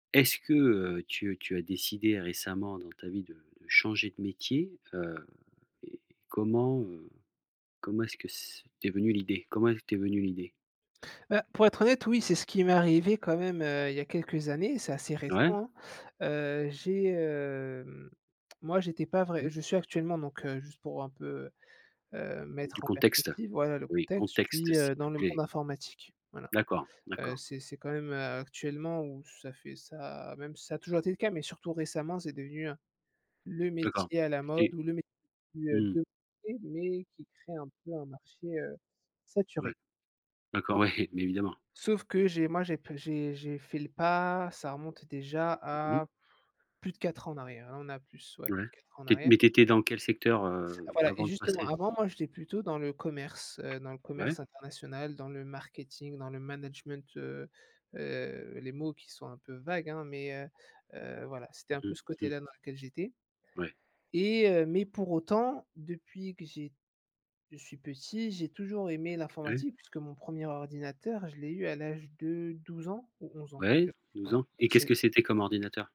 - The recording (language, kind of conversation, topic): French, podcast, Comment as-tu décidé de changer de métier ?
- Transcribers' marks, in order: drawn out: "hem"; unintelligible speech; laughing while speaking: "ouais"; blowing; tapping